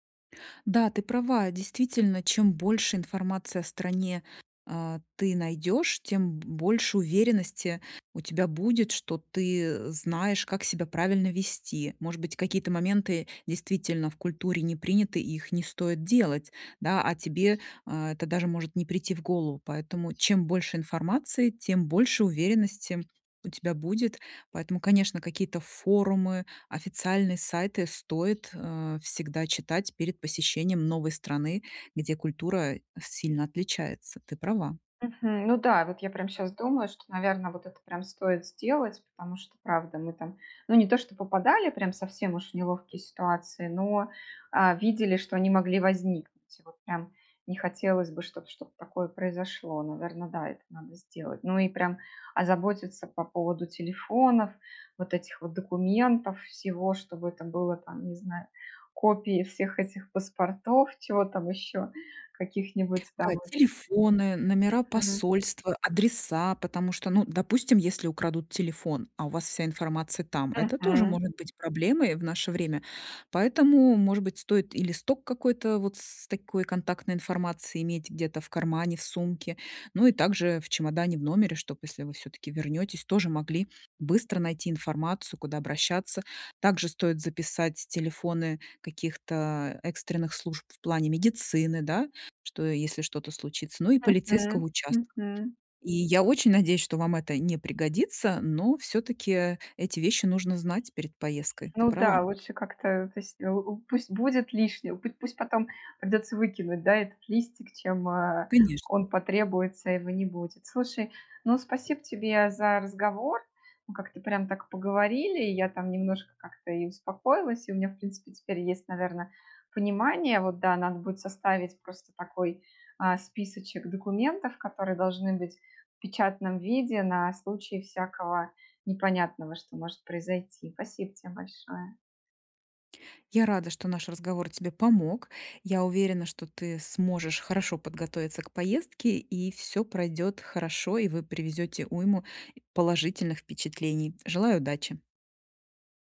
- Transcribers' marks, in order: other background noise; tapping
- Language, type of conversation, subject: Russian, advice, Как оставаться в безопасности в незнакомой стране с другой культурой?